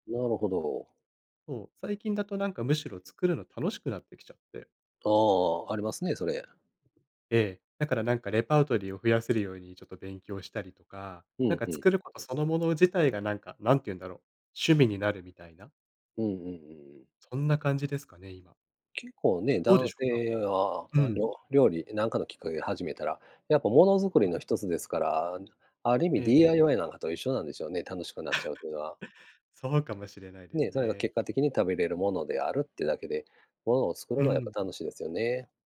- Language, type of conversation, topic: Japanese, unstructured, 最近ハマっていることはありますか？
- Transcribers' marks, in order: in French: "レパートリー"; chuckle